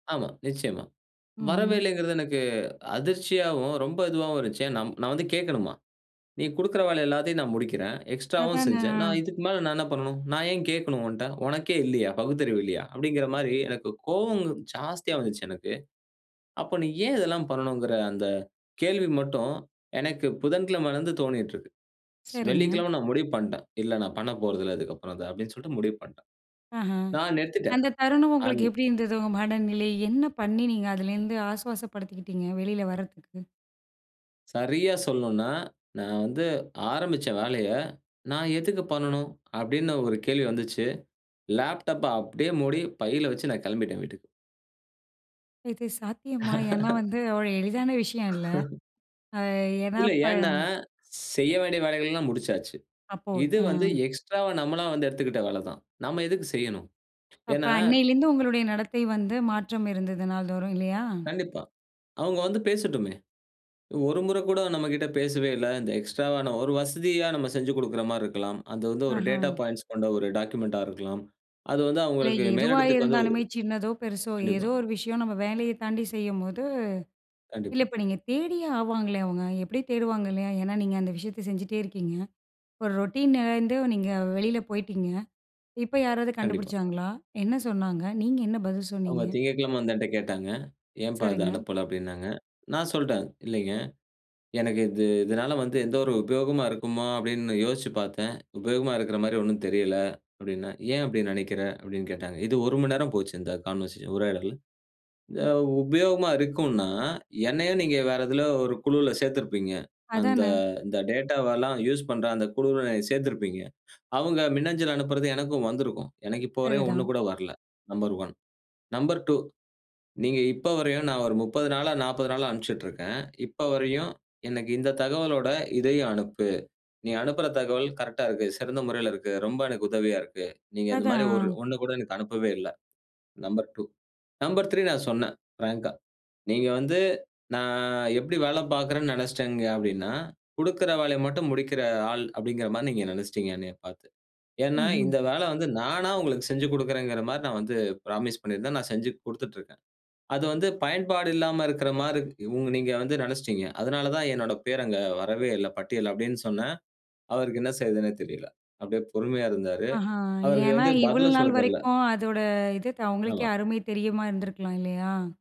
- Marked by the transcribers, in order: disgusted: "வெள்ளிக்கிழமை நான் முடிவு பண்ணிட்டேன். இல்ல … நான் நிறுத்திட்டேன். அன்"; laugh; anticipating: "அப்ப அன்னையிலேருந்து உங்களுடைய நடத்தை வந்து, மாற்றம் இருந்தது நாள்தோறும், இல்லையா?"; tapping; other background noise; in English: "டேட்டா பாயிண்ட்ஸ்"; in English: "டாக்குமெண்ட்டா"; in English: "ரொட்டீன்லருந்து"; in English: "கான்வர்சேஷன்"; in English: "டேட்டாவ"; in English: "பிராங்க்கா"; drawn out: "நான்"
- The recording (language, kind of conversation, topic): Tamil, podcast, ஒரு சாதாரண நாளில் மனச் சுமை நீங்கியதாக உணர வைத்த அந்த ஒரு நிமிடம் எது?